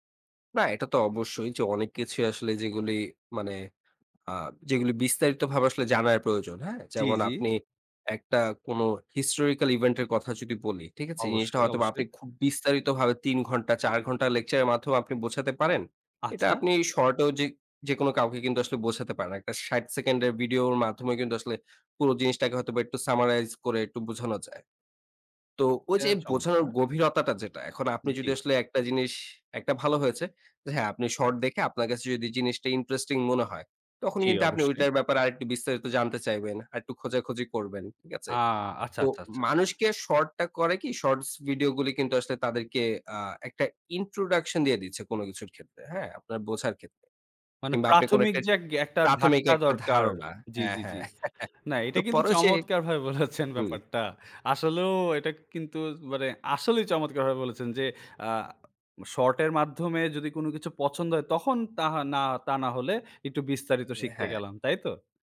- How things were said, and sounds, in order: "জি" said as "টি"; in English: "Summarize"; "হ্যাঁ" said as "অ্যা"; laughing while speaking: "বলেছেন ব্যাপারটা"; laugh; tapping
- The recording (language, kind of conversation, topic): Bengali, podcast, ক্ষুদ্রমেয়াদি ভিডিও আমাদের দেখার পছন্দকে কীভাবে বদলে দিয়েছে?